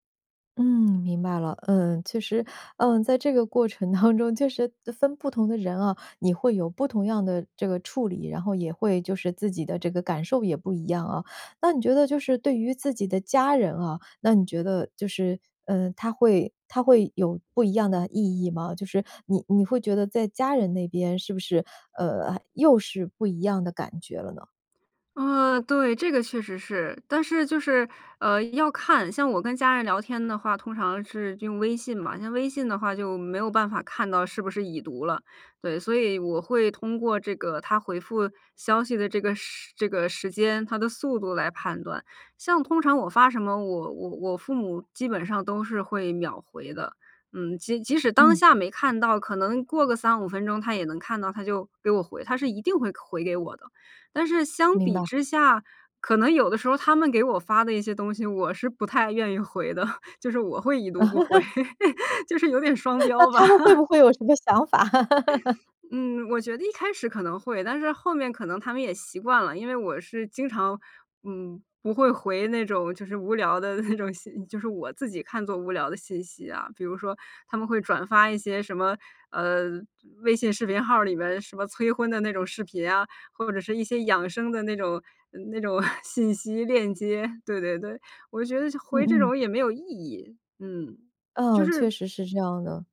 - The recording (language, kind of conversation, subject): Chinese, podcast, 看到对方“已读不回”时，你通常会怎么想？
- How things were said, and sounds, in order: laughing while speaking: "过程当中"; laughing while speaking: "我是不太愿意回的，就是我会已读不回，就是有点双标吧"; laugh; laughing while speaking: "那 那他们会不会有什么想法？"; chuckle; laugh; laughing while speaking: "无聊的那种信"; chuckle